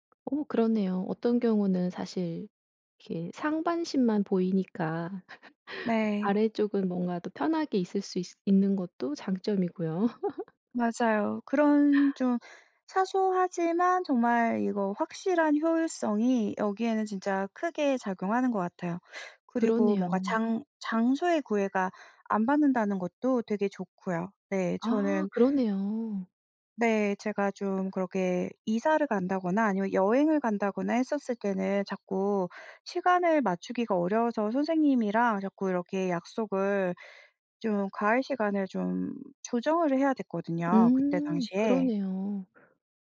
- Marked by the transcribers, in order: tapping; laugh; laugh; other background noise
- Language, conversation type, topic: Korean, podcast, 온라인 학습은 학교 수업과 어떤 점에서 가장 다르나요?